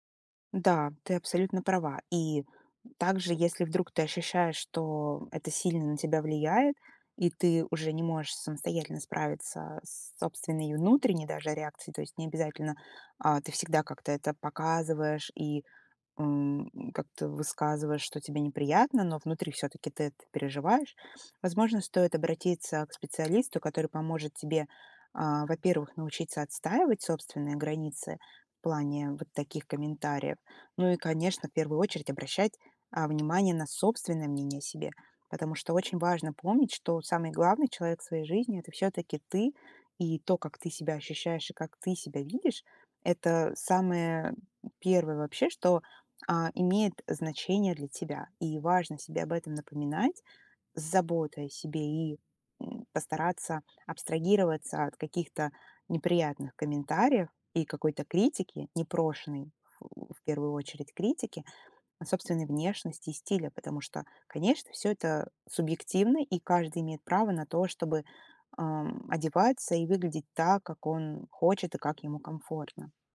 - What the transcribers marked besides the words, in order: none
- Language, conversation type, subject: Russian, advice, Как реагировать на критику вашей внешности или стиля со стороны родственников и знакомых?